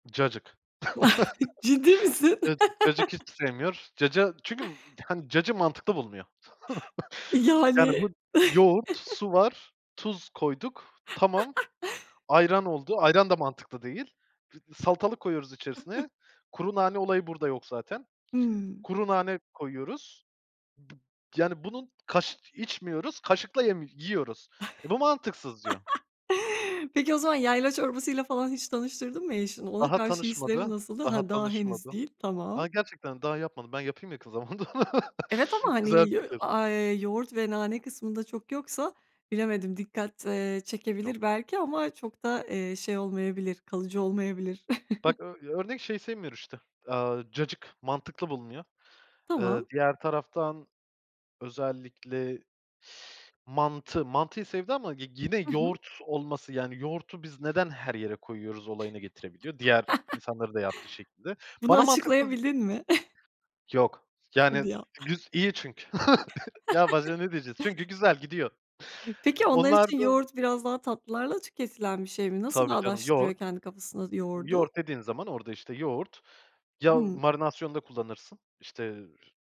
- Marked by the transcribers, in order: chuckle; laughing while speaking: "Ciddi misin?"; laugh; chuckle; chuckle; chuckle; other background noise; chuckle; laugh; chuckle; unintelligible speech; chuckle; inhale; "yoğurdu" said as "yoğurtu"; laugh; chuckle; laugh
- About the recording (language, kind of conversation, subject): Turkish, podcast, Aile tariflerini yeni nesle nasıl aktarırsın, buna bir örnek verebilir misin?